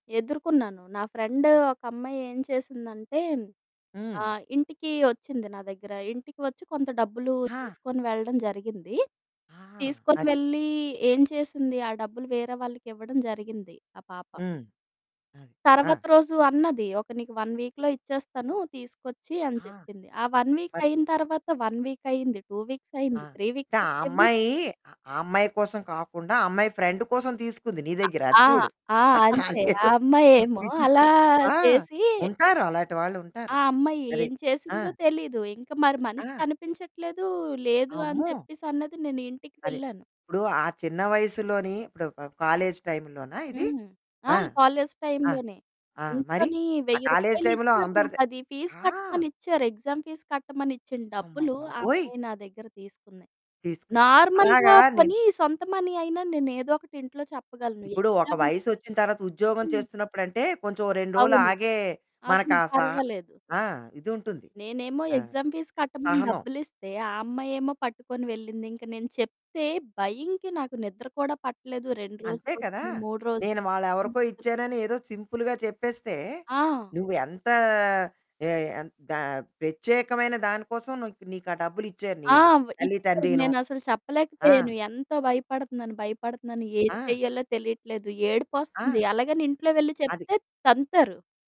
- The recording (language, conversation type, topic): Telugu, podcast, భయాన్ని ఎదుర్కోవడానికి మీరు పాటించే చిట్కాలు ఏమిటి?
- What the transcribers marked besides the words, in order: other background noise; in English: "వన్ వీక్‌లో"; in English: "వన్ వీక్"; in English: "వన్ వీక్"; in English: "టూ వీక్స్"; in English: "త్రీ వీక్స్"; distorted speech; in English: "ఫ్రెండ్"; static; laughing while speaking: "అదేదో"; in English: "ఎగ్జామ్ ఫీజ్"; in English: "నార్మల్‌గా"; in English: "మనీ"; in English: "ఎగ్జామ్"; in English: "ఎగ్జామ్ ఫీజ్"; unintelligible speech; in English: "సింపుల్‌గా"